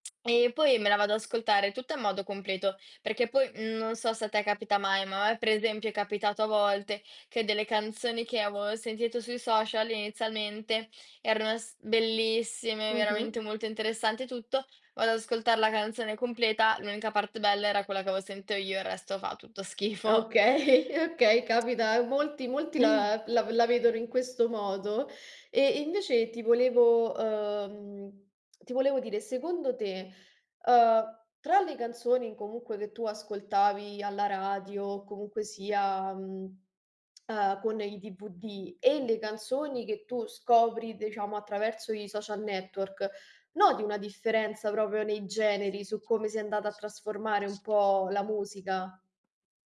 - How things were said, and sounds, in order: tsk; "avevo" said as "aveo"; "avevo" said as "aveo"; laughing while speaking: "Okay"; chuckle; tapping; chuckle; lip smack; "proprio" said as "propio"; other background noise
- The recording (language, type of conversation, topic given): Italian, podcast, Che ruolo hanno i social nella tua scoperta di nuova musica?